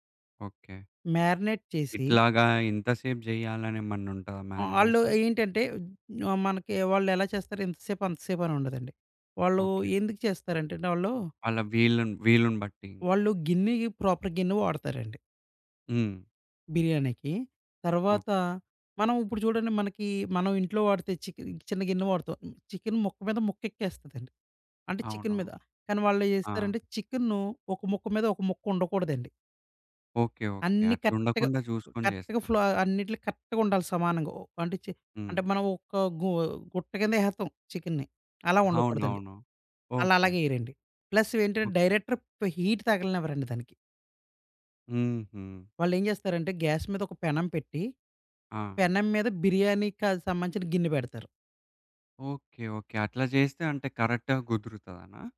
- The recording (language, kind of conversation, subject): Telugu, podcast, సాధారణ పదార్థాలతో ఇంట్లోనే రెస్టారెంట్‌లాంటి రుచి ఎలా తీసుకురాగలరు?
- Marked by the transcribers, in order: in English: "మ్యారినేట్"; lip smack; in English: "మారినేషన్?"; other background noise; in English: "ప్రాపర్"; tapping; in English: "కరెక్ట్‌గా కరెక్ట్‌గా ఫ్లో"; in English: "కరెక్ట్‌గా"; in English: "ప్లస్"; in English: "డైరెక్టర్ హీట్"; in English: "గ్యాస్"; in English: "కరెక్ట్‌గా"